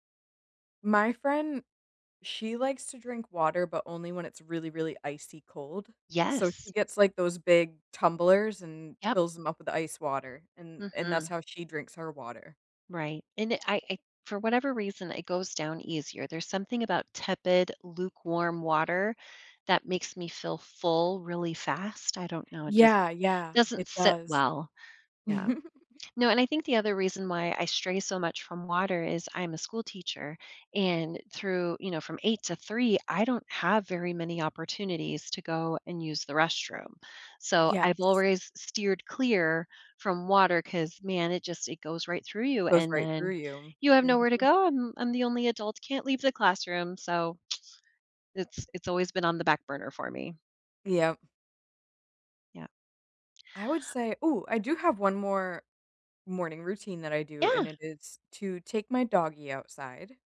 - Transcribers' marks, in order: chuckle; tsk
- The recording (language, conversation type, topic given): English, unstructured, What morning routine helps you start your day best?